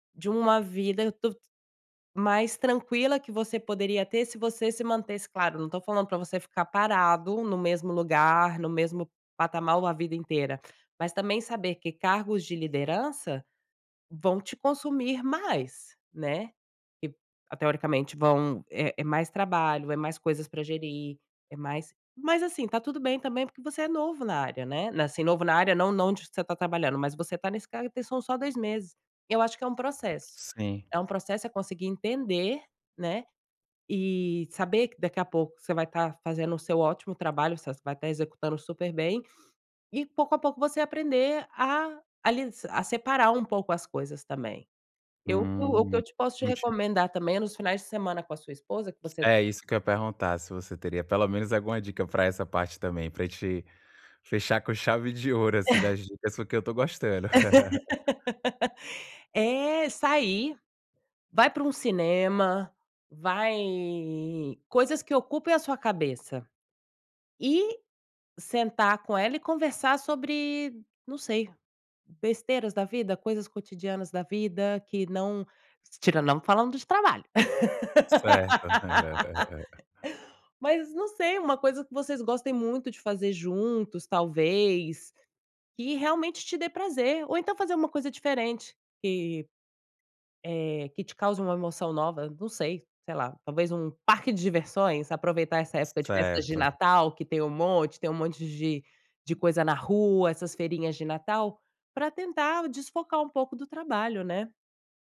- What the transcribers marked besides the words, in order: "patamar" said as "patamal"; other noise; laugh; laugh; laugh
- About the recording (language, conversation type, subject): Portuguese, advice, Como posso realmente descansar e recarregar durante os intervalos, se não consigo desligar do trabalho?